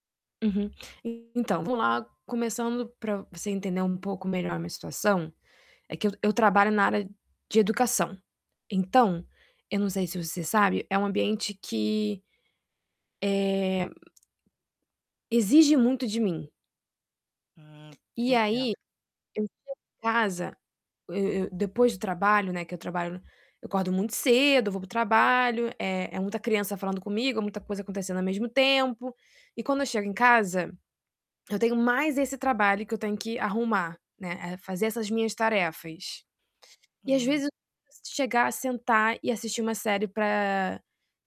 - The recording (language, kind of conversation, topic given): Portuguese, advice, Como posso organizar o ambiente de casa para conseguir aproveitar melhor meus momentos de lazer?
- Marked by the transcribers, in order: distorted speech; tapping; unintelligible speech